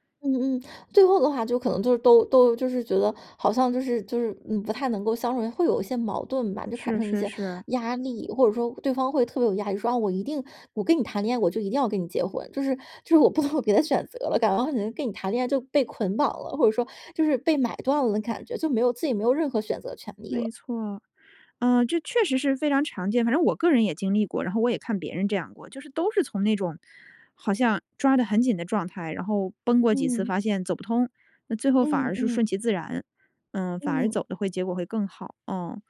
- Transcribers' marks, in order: laughing while speaking: "不能有别的选择了"
- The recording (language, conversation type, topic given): Chinese, podcast, 你觉得结局更重要，还是过程更重要？